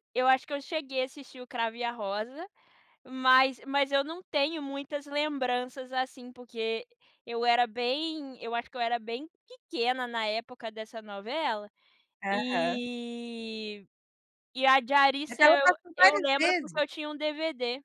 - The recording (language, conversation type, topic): Portuguese, podcast, Que série você costuma maratonar quando quer sumir um pouco?
- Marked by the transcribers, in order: none